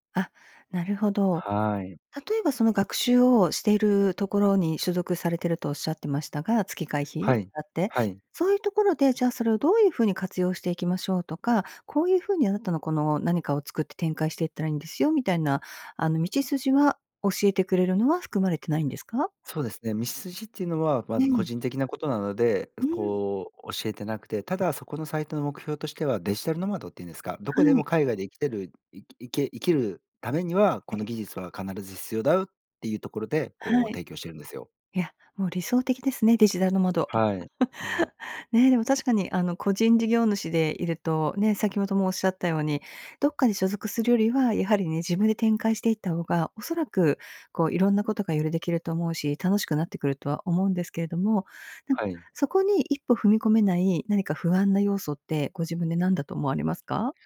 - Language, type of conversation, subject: Japanese, advice, 長期的な目標に向けたモチベーションが続かないのはなぜですか？
- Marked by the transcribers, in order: laugh